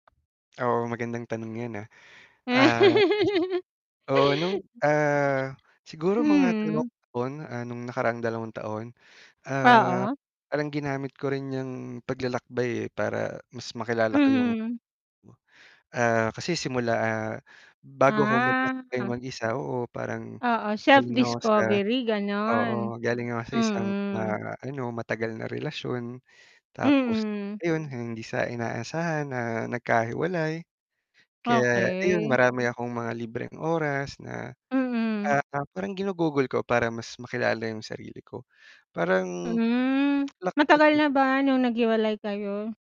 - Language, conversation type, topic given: Filipino, unstructured, Ano ang natutunan mo mula sa mga paglalakbay mo?
- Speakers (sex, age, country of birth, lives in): female, 35-39, Philippines, Philippines; male, 30-34, Philippines, Philippines
- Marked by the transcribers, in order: static; unintelligible speech; laugh; distorted speech; drawn out: "Ah"; tapping; unintelligible speech